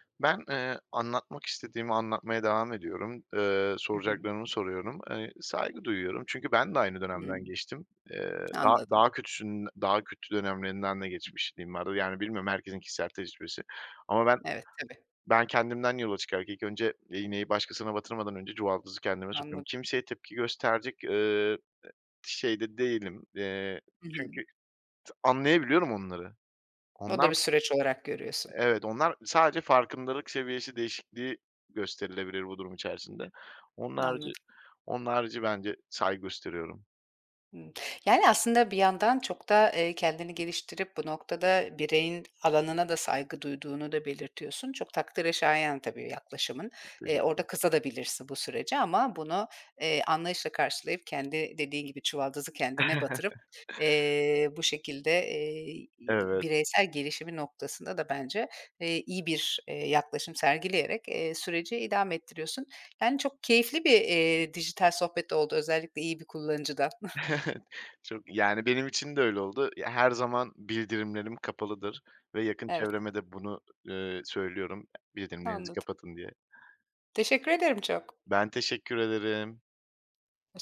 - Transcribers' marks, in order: tapping; other background noise; chuckle; chuckle; scoff
- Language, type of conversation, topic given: Turkish, podcast, Sosyal medyanın ruh sağlığı üzerindeki etkisini nasıl yönetiyorsun?